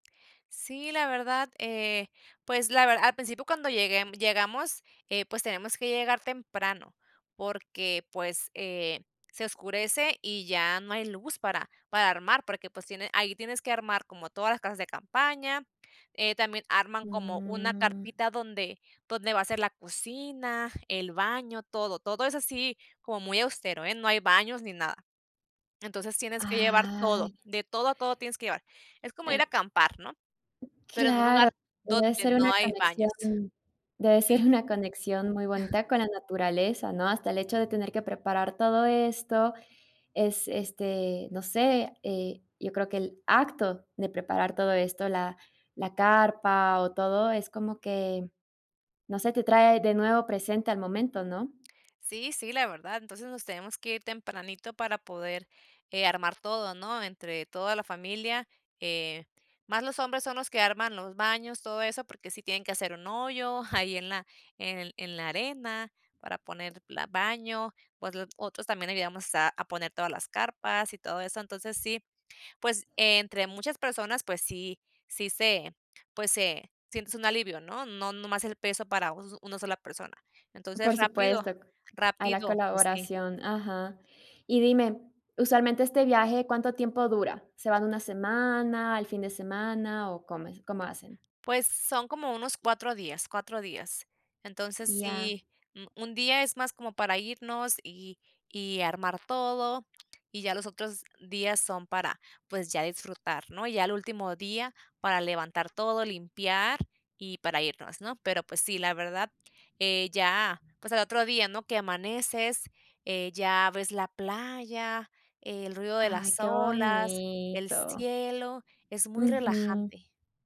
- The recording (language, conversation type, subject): Spanish, podcast, ¿Cómo te hace sentir pasar un día entero sin tecnología?
- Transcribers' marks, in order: tapping; drawn out: "Mm"; other background noise; laughing while speaking: "una"; chuckle; chuckle; drawn out: "bonito"